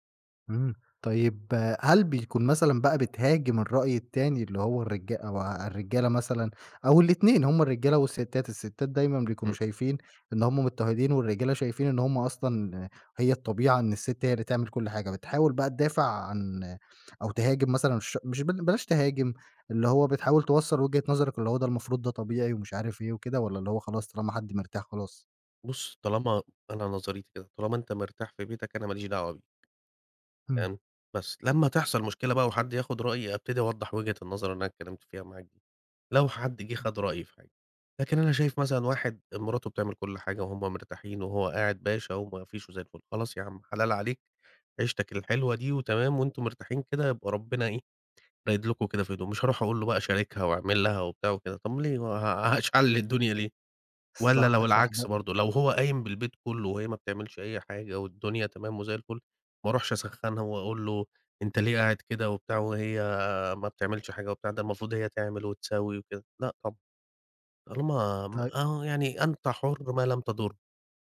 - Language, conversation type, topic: Arabic, podcast, إزاي شايفين أحسن طريقة لتقسيم شغل البيت بين الزوج والزوجة؟
- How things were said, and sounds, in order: unintelligible speech; laughing while speaking: "هشعلل الدنيا"